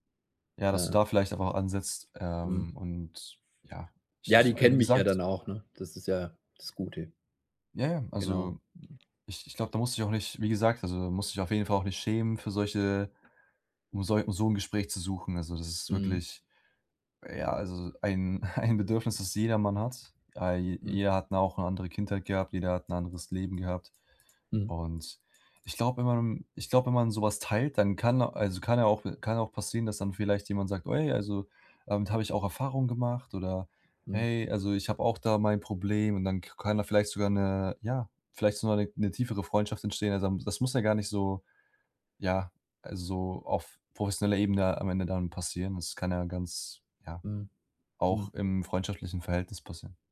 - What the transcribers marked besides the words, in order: other background noise; other noise; laughing while speaking: "ein"
- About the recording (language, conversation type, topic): German, advice, Wie gehe ich am besten mit einem unerwarteten Trainingsrückschlag um?